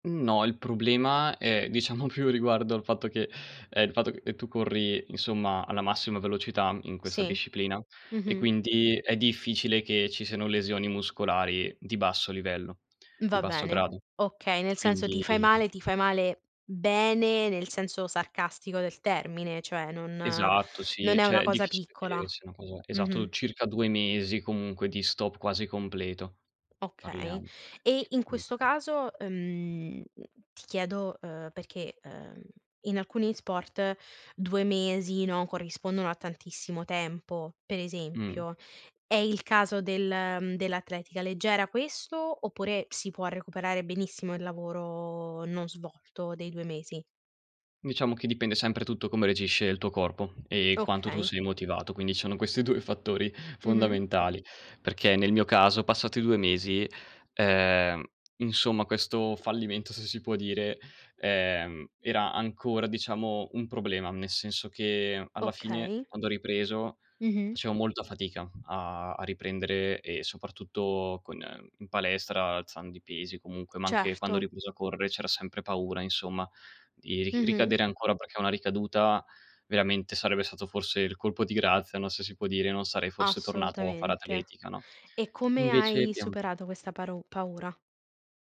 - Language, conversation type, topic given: Italian, podcast, Puoi raccontarmi un esempio di un fallimento che poi si è trasformato in un successo?
- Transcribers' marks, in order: laughing while speaking: "diciamo"; drawn out: "quindi"; "cioè" said as "ceh"; other noise; drawn out: "lavoro"; tapping; other background noise